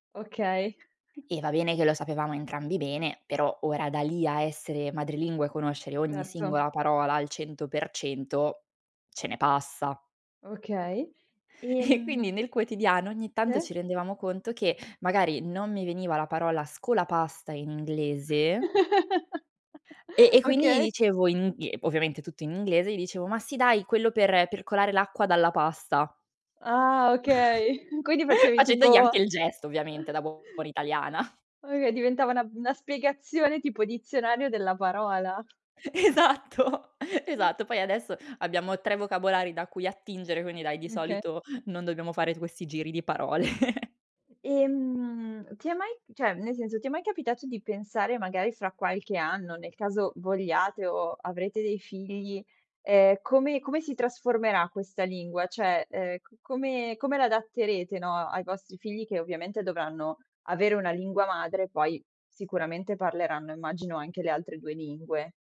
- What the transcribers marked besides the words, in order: chuckle; laughing while speaking: "E"; other background noise; chuckle; chuckle; chuckle; laughing while speaking: "Esatto"; "Oka" said as "mka"; laughing while speaking: "parole"; chuckle; "cioè" said as "ceh"; "Cioè" said as "ceh"; tapping
- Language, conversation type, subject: Italian, podcast, Ti va di parlare del dialetto o della lingua che parli a casa?